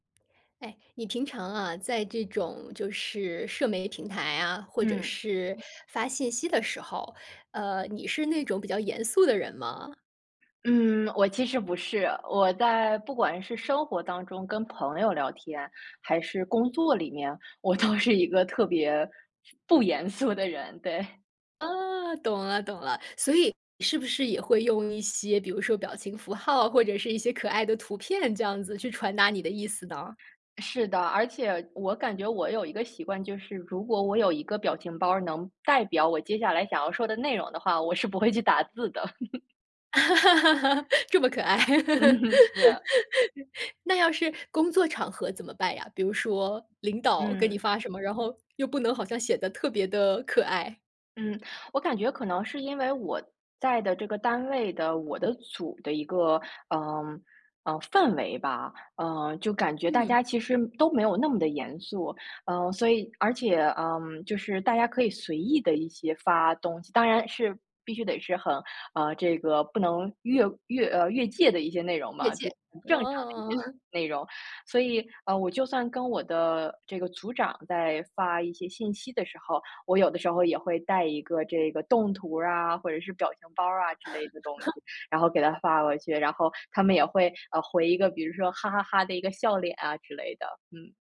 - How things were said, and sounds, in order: other background noise; laughing while speaking: "都是"; laughing while speaking: "肃"; joyful: "啊，懂了"; laughing while speaking: "是不会"; laugh; laughing while speaking: "嗯哼"; chuckle; chuckle
- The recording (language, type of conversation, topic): Chinese, podcast, 你觉得表情包改变了沟通吗？
- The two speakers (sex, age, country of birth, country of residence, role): female, 35-39, China, United States, guest; female, 40-44, China, United States, host